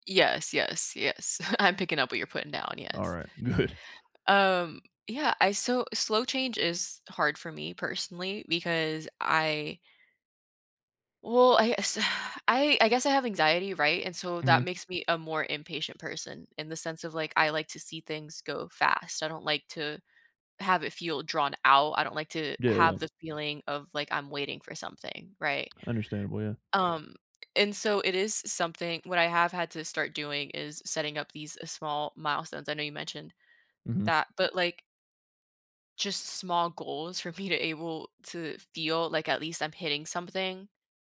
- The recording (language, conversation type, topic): English, unstructured, How do I stay patient yet proactive when change is slow?
- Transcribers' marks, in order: chuckle; laughing while speaking: "Good"; sigh